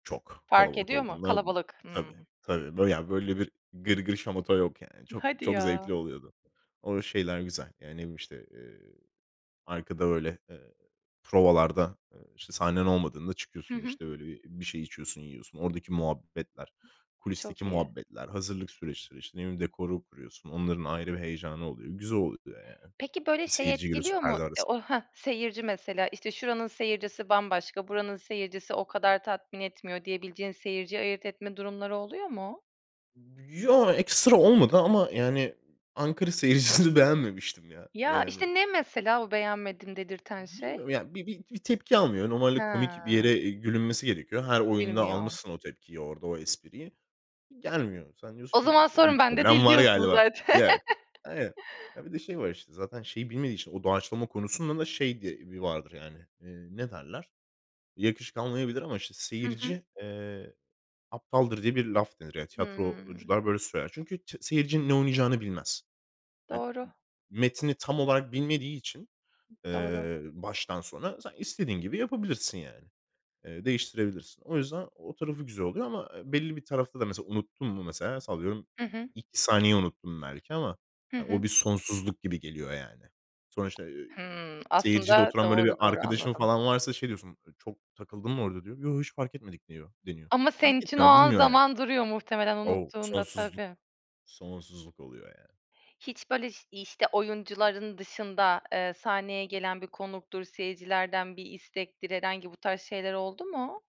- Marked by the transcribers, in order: other background noise; tapping; laughing while speaking: "seyircisini"; laughing while speaking: "Zaten"; unintelligible speech; laugh
- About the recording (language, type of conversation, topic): Turkish, podcast, En unutulmaz canlı performansını anlatır mısın?